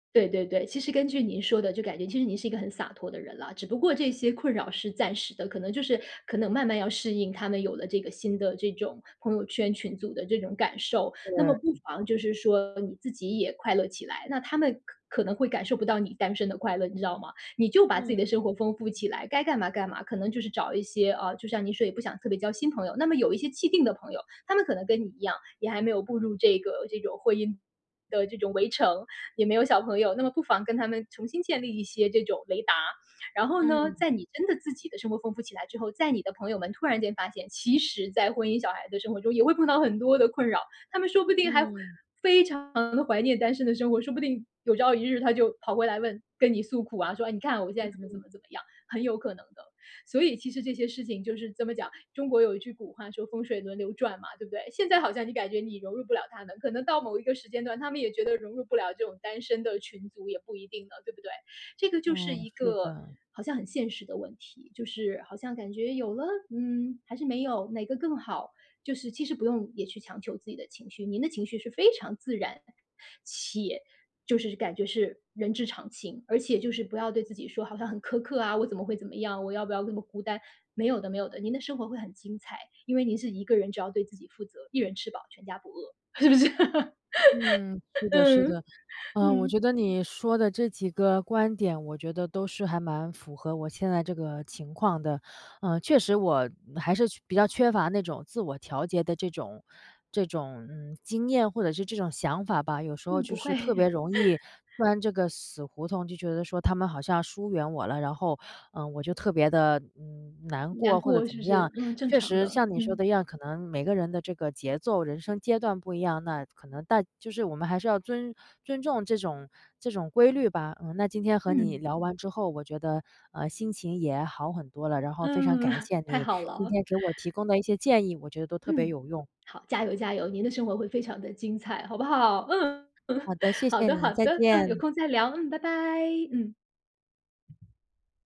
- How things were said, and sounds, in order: other background noise; "既定" said as "气定"; laughing while speaking: "很多的困扰"; stressed: "非常"; sad: "嗯， 是的"; stressed: "非常"; stressed: "且"; laughing while speaking: "是不是？"; laugh; other noise; joyful: "嗯，嗯"; laughing while speaking: "不会"; chuckle; tapping; chuckle; laughing while speaking: "太好了"; joyful: "好不好？嗯。 好的，好的"; chuckle; put-on voice: "拜拜"
- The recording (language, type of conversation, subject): Chinese, advice, 你因朋友圈发生变化或与朋友渐渐疏远而感到社交孤立时，有过哪些经历？